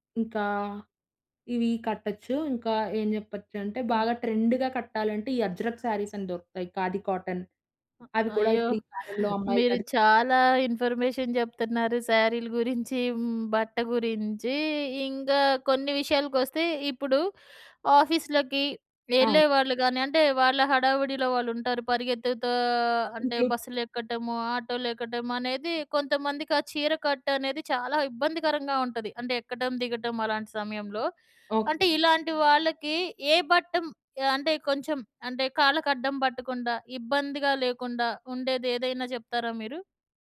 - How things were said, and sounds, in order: in English: "ట్రెండ్‌గా"; in Arabic: "అజ్రక్"; other background noise; in Hindi: "ఖాదీ"; in English: "ఇన్ఫర్మేషన్"
- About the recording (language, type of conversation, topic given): Telugu, podcast, సాంప్రదాయ దుస్తులను ఆధునిక శైలిలో మార్చుకుని ధరించడం గురించి మీ అభిప్రాయం ఏమిటి?